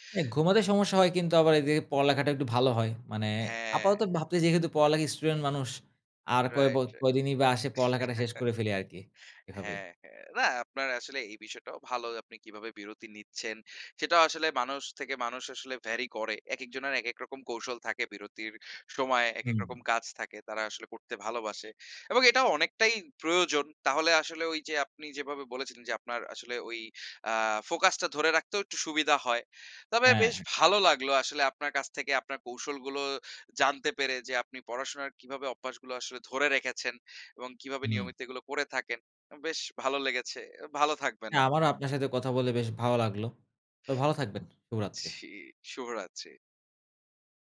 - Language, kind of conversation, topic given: Bengali, podcast, আপনি কীভাবে নিয়মিত পড়াশোনার অভ্যাস গড়ে তোলেন?
- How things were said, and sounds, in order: giggle; in English: "vary"